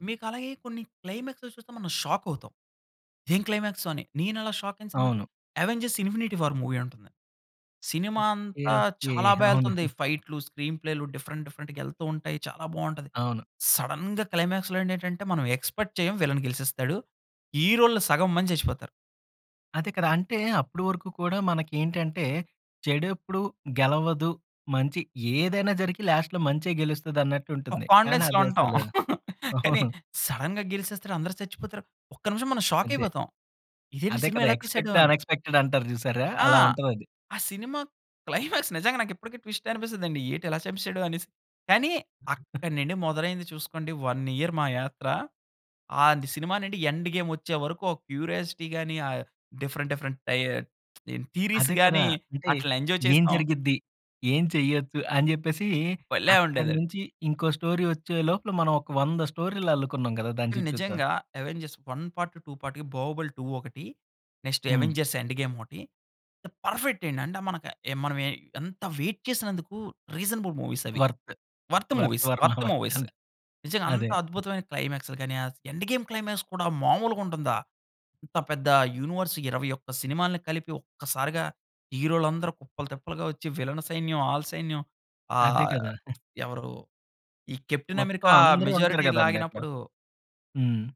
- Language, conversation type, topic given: Telugu, podcast, సినిమా ముగింపు బాగుంటే ప్రేక్షకులపై సినిమా మొత్తం ప్రభావం ఎలా మారుతుంది?
- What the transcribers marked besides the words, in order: in English: "క్లైమాక్స్‌లో"; in English: "షాక్"; in English: "షాక్"; giggle; in English: "డిఫరెంట్, డిఫరెంట్‌గా"; in English: "సడెన్‌గా క్లైమాక్స్‌లో"; in English: "ఎక్స్పెక్ట్"; in English: "విల్లన్"; in English: "లాస్ట్‌లో"; in English: "కాన్ఫిడెన్స్‌లో"; laugh; laughing while speaking: "అవును"; in English: "సడెన్‌గా"; in English: "షాక్"; in English: "ఎక్స్పెక్ట్ ద అన్ఎక్స్పెక్ట‌డ్"; chuckle; in English: "క్లైమాక్స్"; in English: "ట్విస్ట్"; other noise; in English: "క్యూరియాసిటీ"; in English: "డిఫరెంట్ డిఫరెంట్ టయర్"; lip smack; in English: "థీరీస్"; in English: "ఎంజాయ్"; in English: "స్టోరీ"; in English: "నెక్స్ట్"; in English: "ద పర్ఫెక్ట్"; in English: "వెయిట్"; in English: "రీసనబుల్ మూవీస్"; in English: "వర్త్. వర్త్"; in English: "వర్త్ మూవీస్, వర్త్ మూవీస్"; in English: "వర్త్"; in English: "క్లైమాక్స్"; in English: "యూనివర్స్"; in English: "మెజారిటీ"